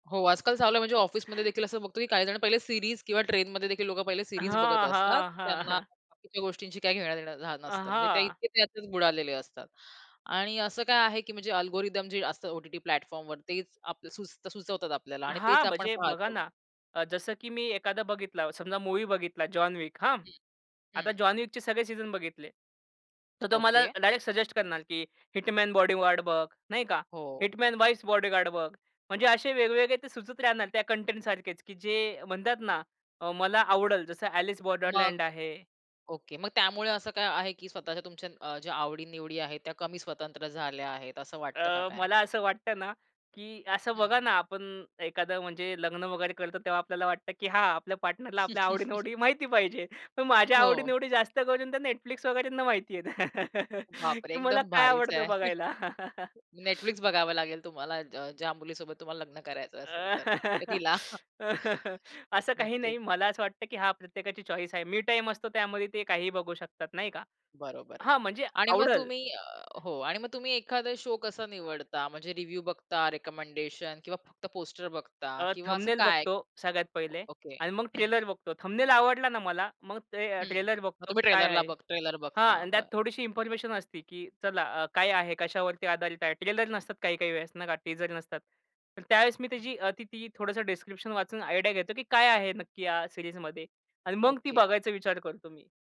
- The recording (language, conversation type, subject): Marathi, podcast, स्ट्रीमिंगमुळे टीव्ही पाहण्याचा अनुभव कसा बदलला आहे?
- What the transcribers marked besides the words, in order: other background noise; in English: "सीरीज"; in English: "सीरीज"; chuckle; in English: "अल्गोरिदम"; in English: "प्लॅटफॉर्मवर"; tapping; in English: "सीझन"; chuckle; chuckle; other noise; chuckle; laugh; chuckle; in English: "चॉईस"; in English: "शो"; in English: "रिव्ह्यू"; in English: "डिस्क्रिप्शन"; in English: "आयडिया"; in English: "सीरीजमध्ये"